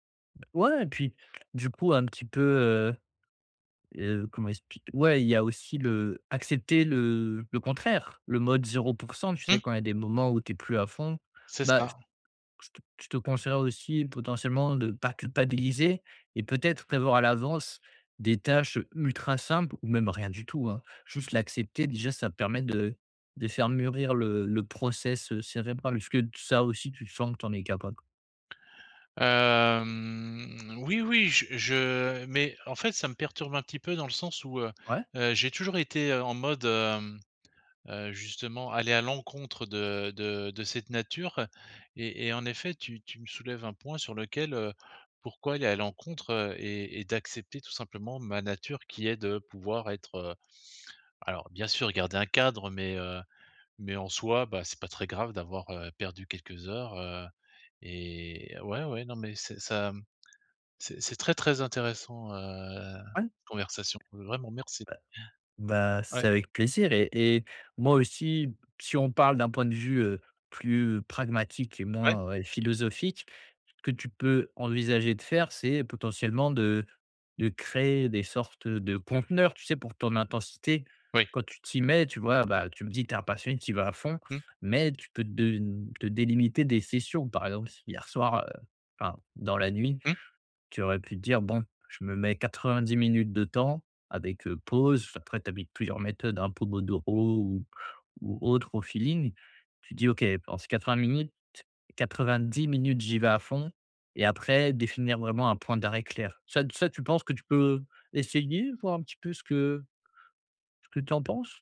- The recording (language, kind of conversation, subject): French, advice, Comment mieux organiser mes projets en cours ?
- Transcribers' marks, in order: other background noise; stressed: "ultra"; drawn out: "Hem"; drawn out: "heu"; tapping; stressed: "quatre-vingt-dix"